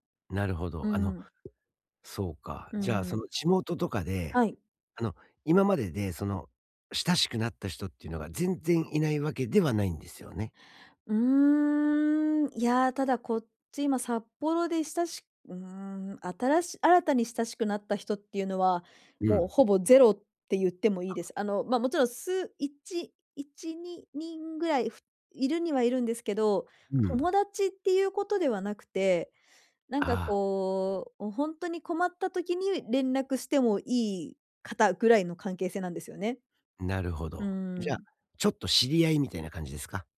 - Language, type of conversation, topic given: Japanese, advice, 新しい場所でどうすれば自分の居場所を作れますか？
- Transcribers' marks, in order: tapping